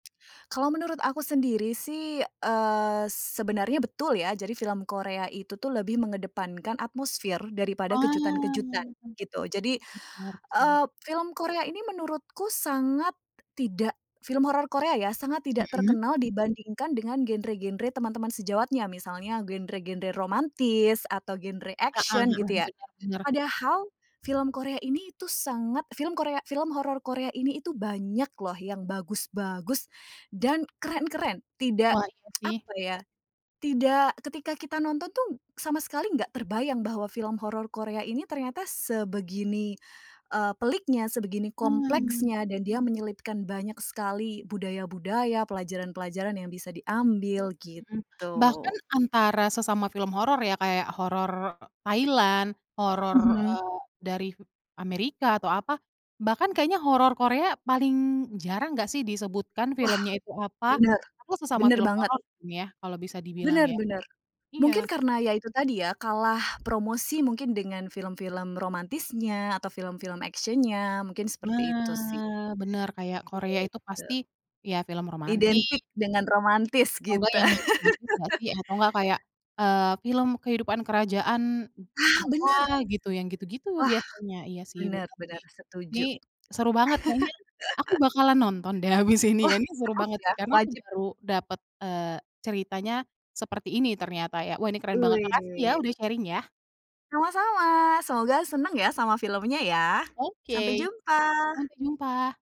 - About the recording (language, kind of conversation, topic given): Indonesian, podcast, Film apa yang paling berkesan buat kamu, dan kenapa?
- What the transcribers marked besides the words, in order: in English: "action"; other background noise; tsk; tapping; in English: "action-nya"; laugh; laugh; laughing while speaking: "habis ini ya"; laugh; in English: "sharing"